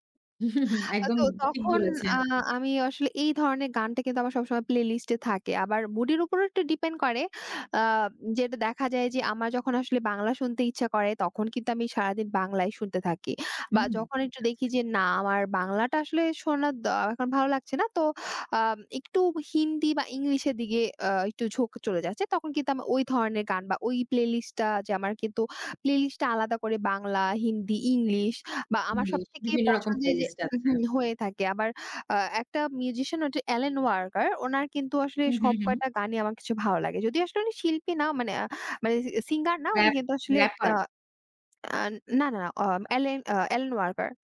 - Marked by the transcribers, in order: chuckle; "mood এর" said as "মুডির"; "হচ্ছেন" said as "হটে"; "ওয়াকার" said as "ওয়ার্কার"; "ওয়াকার" said as "ওয়ার্কার"
- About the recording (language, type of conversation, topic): Bengali, podcast, কোন কোন গান আপনার কাছে নিজের পরিচয়পত্রের মতো মনে হয়?